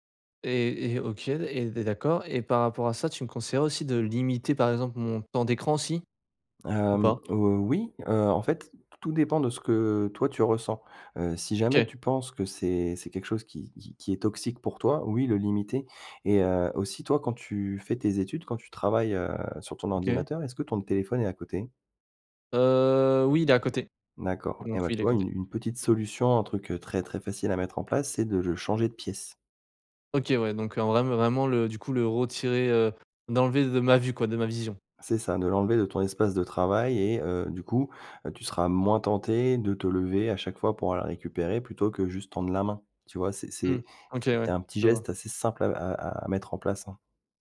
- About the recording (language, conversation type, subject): French, advice, Comment les distractions constantes de votre téléphone vous empêchent-elles de vous concentrer ?
- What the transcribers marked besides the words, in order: other background noise; drawn out: "Heu"